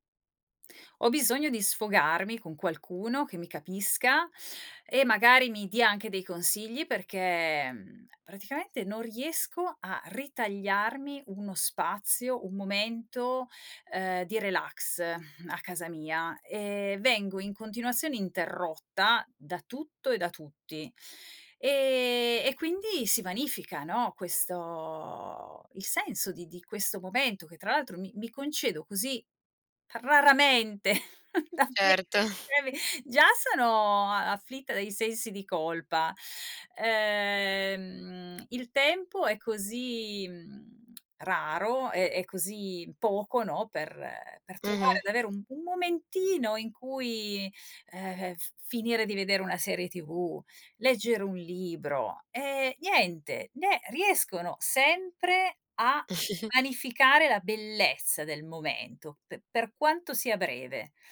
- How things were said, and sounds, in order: exhale; other background noise; tapping; snort; chuckle; unintelligible speech; stressed: "momentino"; snort
- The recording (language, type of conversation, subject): Italian, advice, Come posso rilassarmi a casa quando vengo continuamente interrotto?